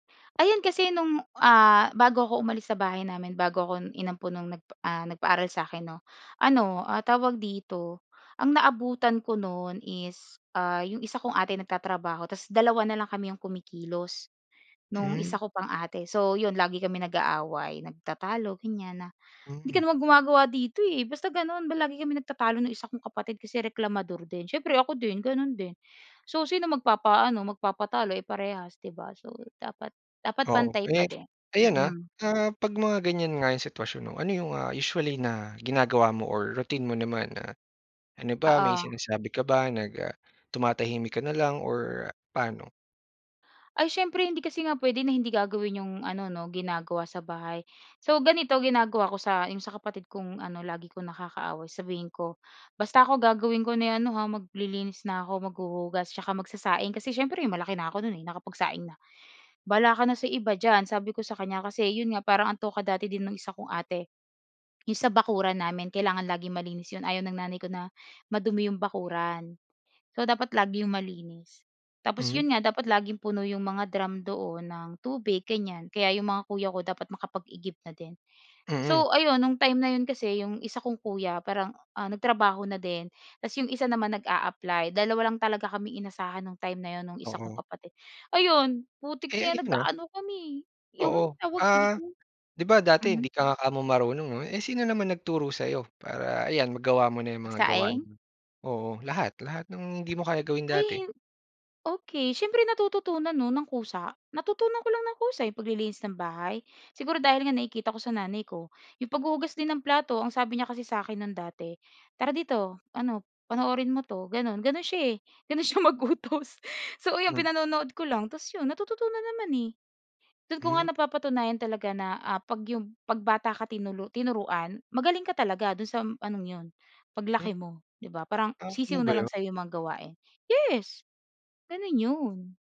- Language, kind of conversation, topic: Filipino, podcast, Paano ninyo hinahati-hati ang mga gawaing-bahay sa inyong pamilya?
- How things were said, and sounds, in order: other background noise; laughing while speaking: "gano'n siya mag-utos"